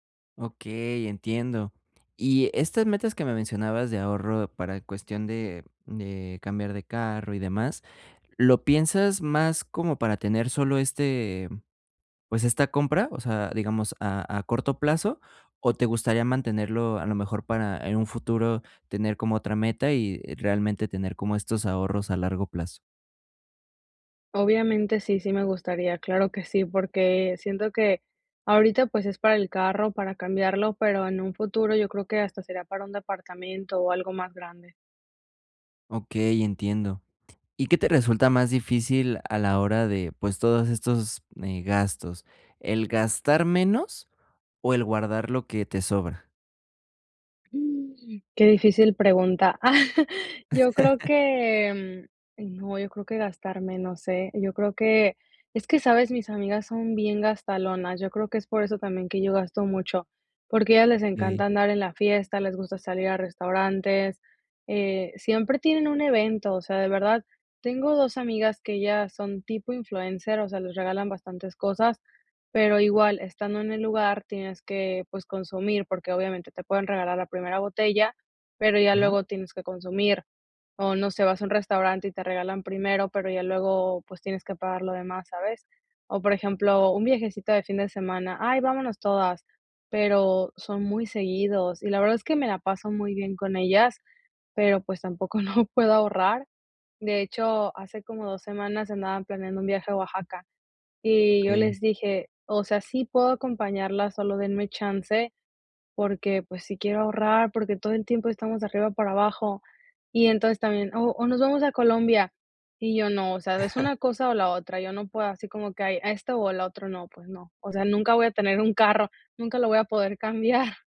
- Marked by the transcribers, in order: drawn out: "Uh"; chuckle; laugh; laughing while speaking: "no puedo ahorrar"; chuckle; chuckle
- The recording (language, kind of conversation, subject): Spanish, advice, ¿Cómo puedo equilibrar mis gastos y mi ahorro cada mes?